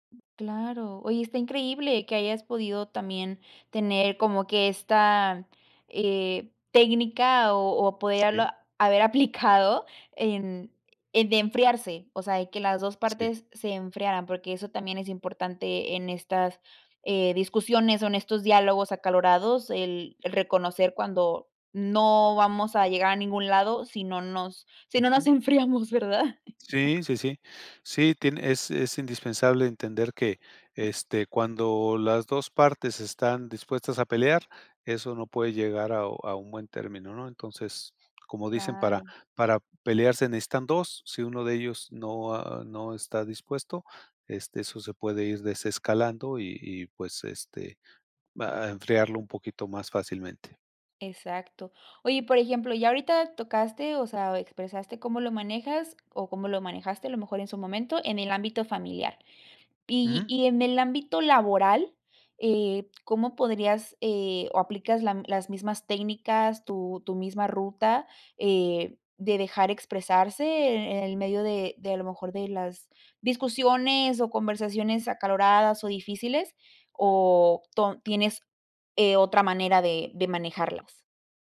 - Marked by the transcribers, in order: laughing while speaking: "si no nos enfriamos, ¿verdad?"
- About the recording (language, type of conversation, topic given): Spanish, podcast, ¿Cómo manejas conversaciones difíciles?